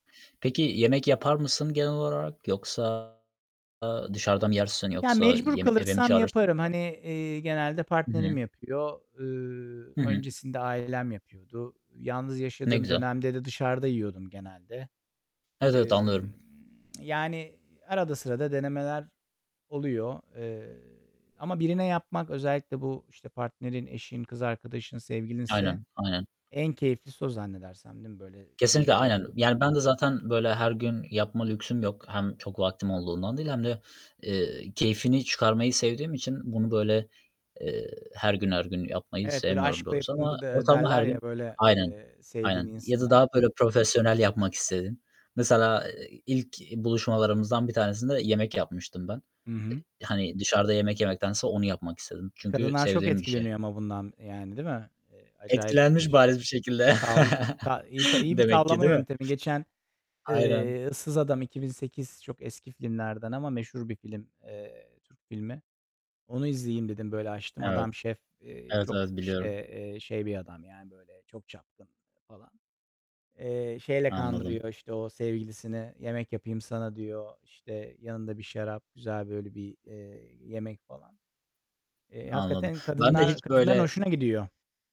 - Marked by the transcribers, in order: distorted speech; static; other background noise; tapping; chuckle
- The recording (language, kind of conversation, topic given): Turkish, unstructured, Unutamadığın bir yemek anın var mı?